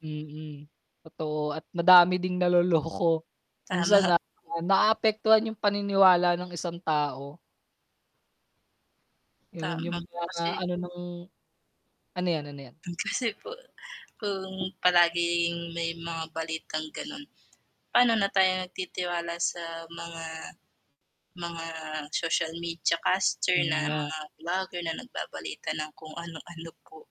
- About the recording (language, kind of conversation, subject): Filipino, unstructured, Paano mo maipapaliwanag ang epekto ng huwad na balita sa lipunan?
- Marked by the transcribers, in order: distorted speech; chuckle; static; tapping; chuckle